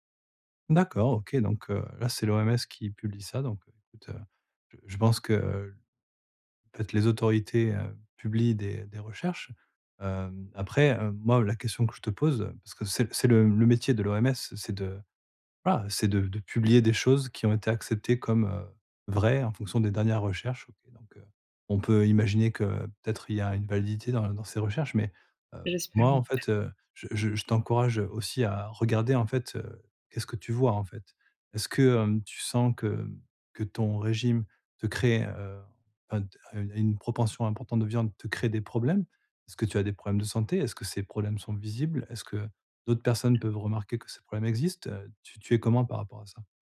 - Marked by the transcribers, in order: other background noise; "proportion" said as "propension"
- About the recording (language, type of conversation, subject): French, advice, Que puis-je faire dès maintenant pour préserver ma santé et éviter des regrets plus tard ?